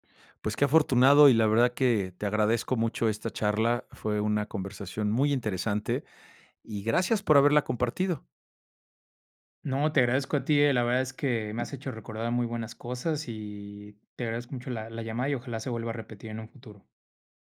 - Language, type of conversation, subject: Spanish, podcast, ¿Cuál fue la mejor comida que recuerdas haber probado?
- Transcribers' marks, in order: tapping